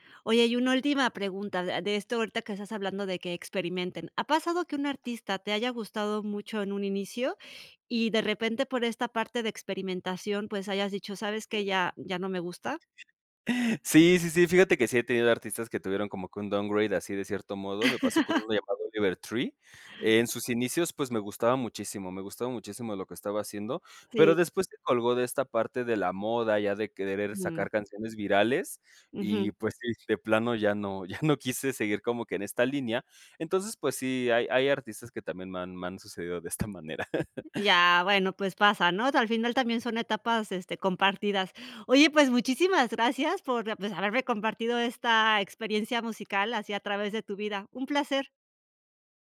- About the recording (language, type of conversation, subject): Spanish, podcast, ¿Cómo describirías la banda sonora de tu vida?
- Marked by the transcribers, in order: other background noise; chuckle; in English: "downgrade"; laugh; laughing while speaking: "ya no"; tapping; laugh